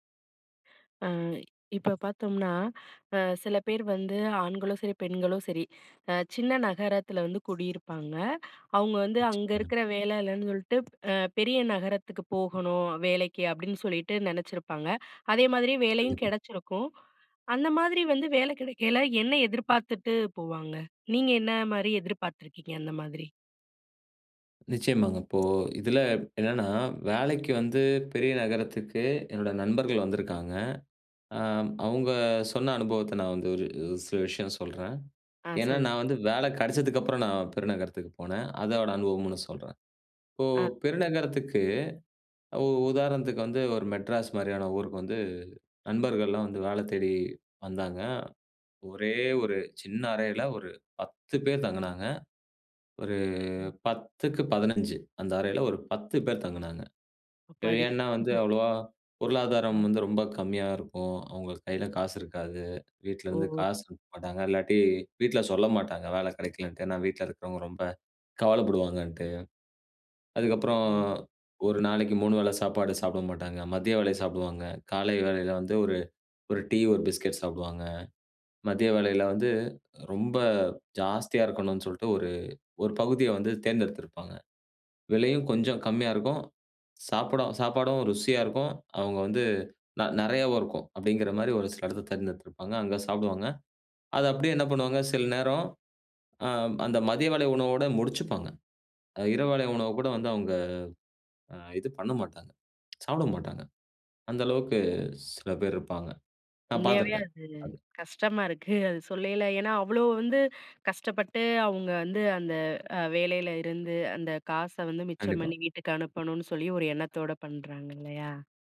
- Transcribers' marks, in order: inhale; tapping; other noise; inhale; grunt; unintelligible speech; chuckle; "இரவுவேளை" said as "இரவேளை"; sad: "உண்மையாவே அது கஷ்டமா இருக்கு அது … எண்ணத்தோட பண்றாங்க இல்லையா?"; chuckle
- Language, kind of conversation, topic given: Tamil, podcast, சிறு நகரத்திலிருந்து பெரிய நகரத்தில் வேலைக்குச் செல்லும்போது என்னென்ன எதிர்பார்ப்புகள் இருக்கும்?